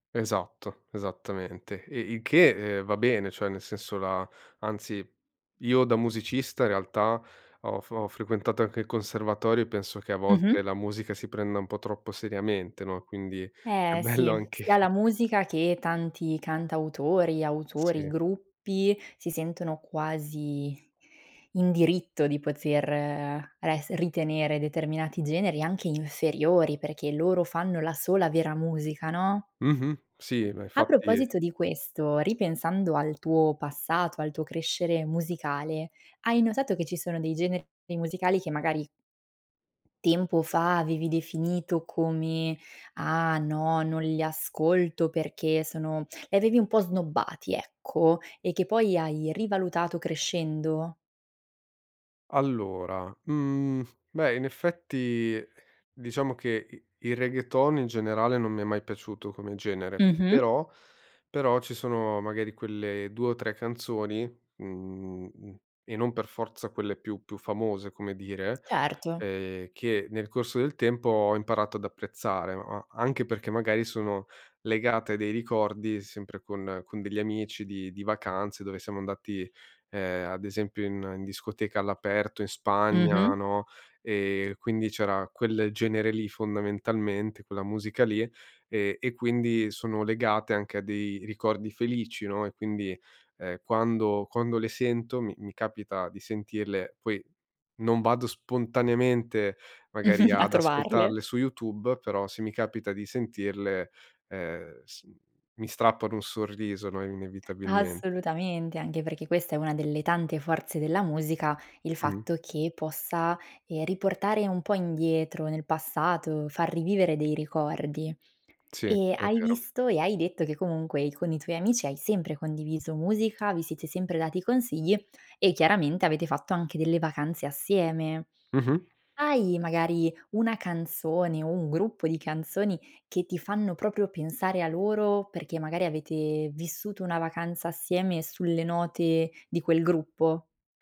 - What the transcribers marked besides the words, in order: laughing while speaking: "è bello anche"; "poter" said as "pozer"; tapping; chuckle
- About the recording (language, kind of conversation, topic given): Italian, podcast, Che ruolo hanno gli amici nelle tue scoperte musicali?